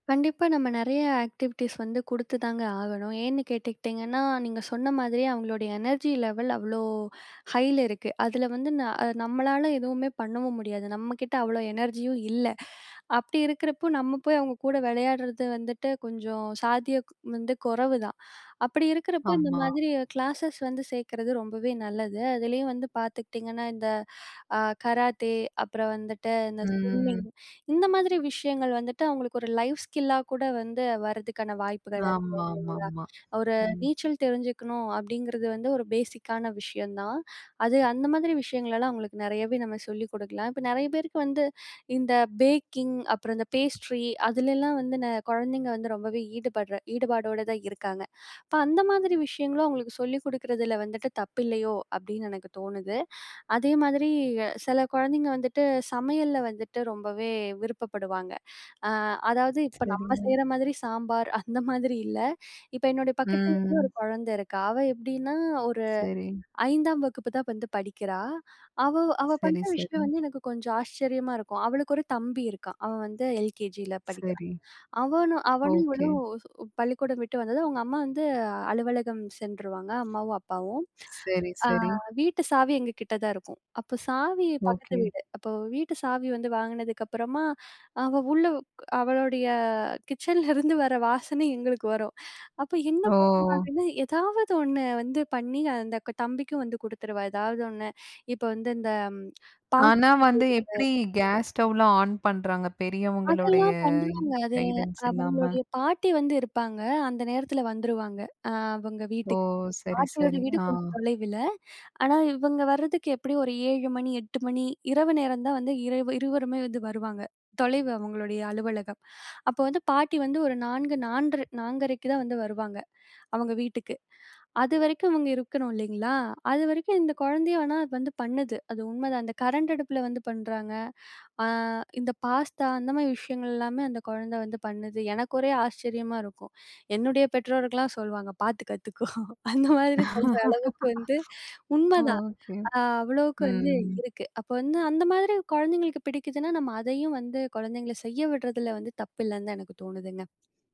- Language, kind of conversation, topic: Tamil, podcast, குழந்தைகள் டிஜிட்டல் சாதனங்களுடன் வளரும்போது பெற்றோர் என்னென்ன விஷயங்களை கவனிக்க வேண்டும்?
- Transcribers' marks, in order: in English: "ஆக்டிவிட்டீஸ்"; in English: "எனர்ஜி லெவல்"; in English: "ஹய்ல"; in English: "எனர்ஜியும்"; in English: "கிளாஸஸ்"; drawn out: "ம்"; in English: "ஸ்விம்மிங்"; in English: "லைஃப் ஸ்கில்லா"; in English: "பேஸிக்கான"; in English: "பேக்கிங்"; in English: "பேஸ்ட்ரி"; laughing while speaking: "சாம்பார் அந்த மாதிரி இல்ல"; other background noise; in English: "கிச்சன்லருந்து"; in English: "கேஸ் ஸ்டவ்லாம் ஆன்"; in English: "கைடன்ஸ்"; laughing while speaking: "பார்த்து கத்துக்கோ. அந்த மாதிரி"; laugh